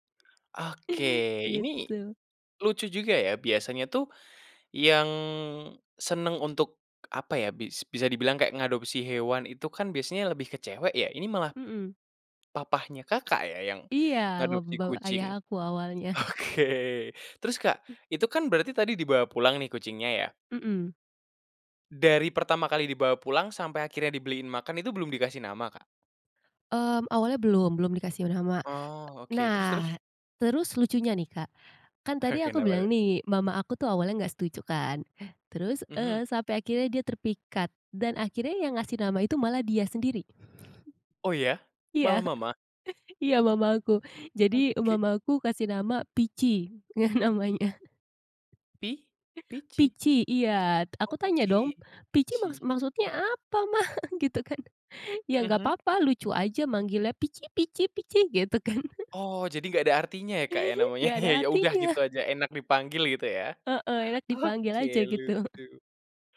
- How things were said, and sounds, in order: tapping; laughing while speaking: "Oke"; chuckle; laughing while speaking: "Oke"; chuckle; laughing while speaking: "ngeh namanya"; laughing while speaking: "Mah? Gitu kan"; put-on voice: "Pici Pici Pici"; chuckle; laughing while speaking: "namanya"; chuckle; laughing while speaking: "Oke"; laughing while speaking: "gitu"
- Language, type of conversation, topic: Indonesian, podcast, Apa kenangan terbaikmu saat memelihara hewan peliharaan pertamamu?